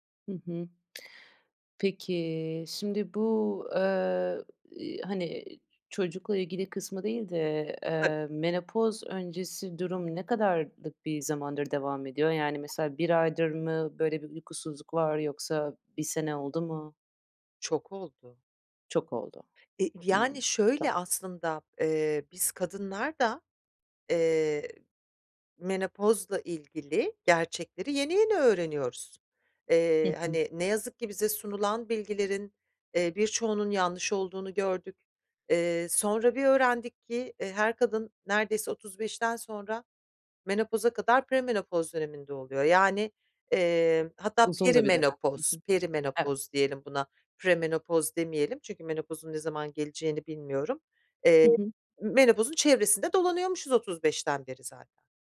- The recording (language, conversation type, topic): Turkish, advice, Tutarlı bir uyku programını nasıl oluşturabilirim ve her gece aynı saatte uyumaya nasıl alışabilirim?
- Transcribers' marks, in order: tsk; other background noise